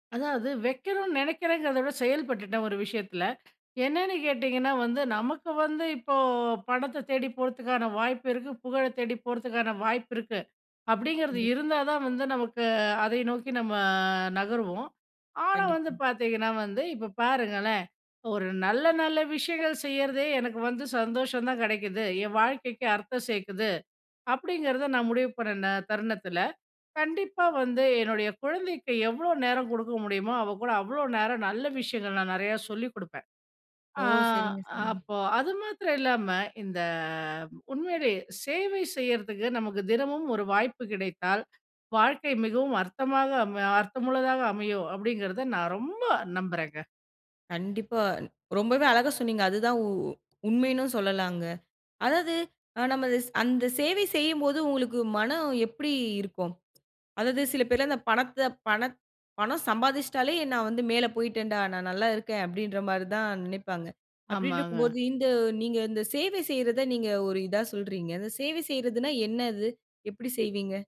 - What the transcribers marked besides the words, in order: none
- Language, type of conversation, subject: Tamil, podcast, பணமும் புகழும் இல்லாமலேயே அர்த்தம் கிடைக்குமா?